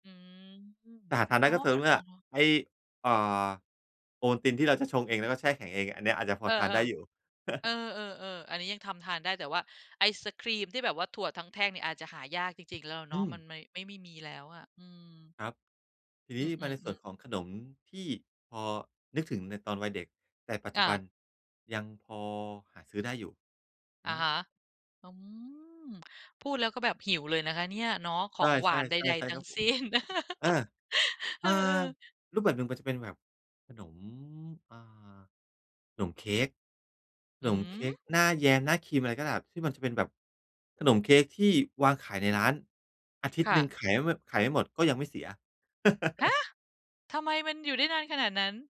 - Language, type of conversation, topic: Thai, podcast, คุณช่วยเล่าเรื่องความทรงจำเกี่ยวกับอาหารตอนเด็กให้ฟังได้ไหม?
- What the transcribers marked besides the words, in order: chuckle; tapping; chuckle; chuckle